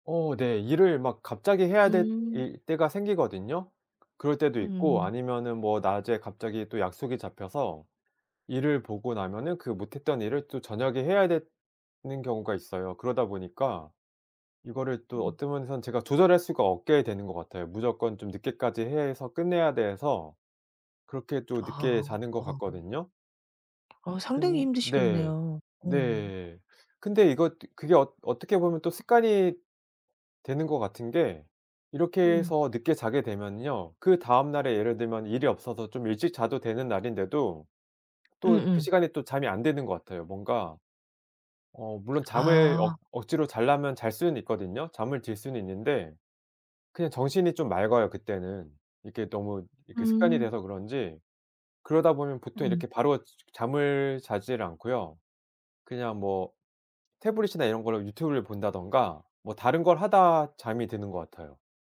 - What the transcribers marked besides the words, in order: other background noise; tapping
- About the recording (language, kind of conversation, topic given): Korean, advice, 규칙적인 수면 시간을 지키기 어려운 이유는 무엇인가요?